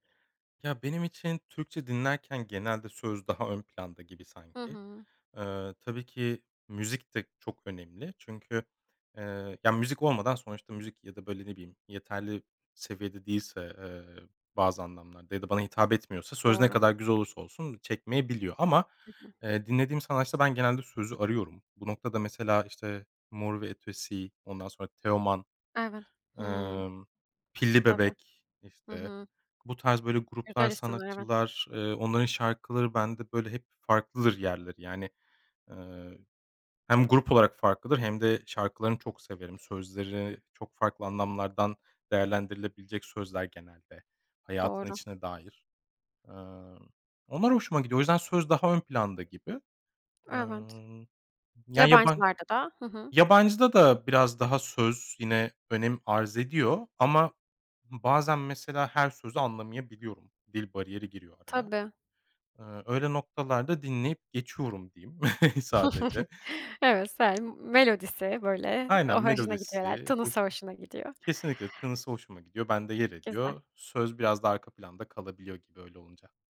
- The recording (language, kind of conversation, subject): Turkish, podcast, Ailenin müzik tercihleri seni nasıl şekillendirdi?
- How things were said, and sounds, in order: other background noise; tapping; giggle; unintelligible speech; chuckle; laughing while speaking: "sadece"